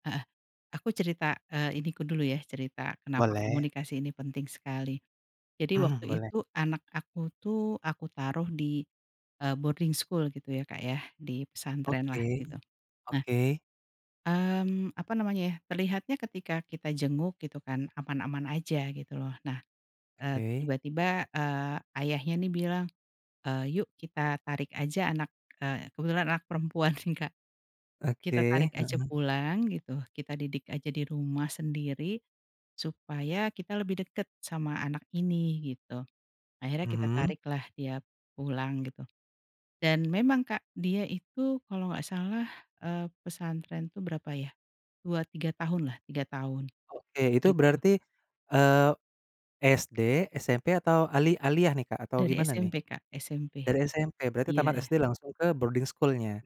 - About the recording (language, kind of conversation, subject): Indonesian, podcast, Bisakah kamu menceritakan pengalaman saat komunikasi membuat hubungan keluarga jadi makin dekat?
- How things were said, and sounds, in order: in English: "boarding school"; laughing while speaking: "sih"; tapping; in English: "boarding school-nya?"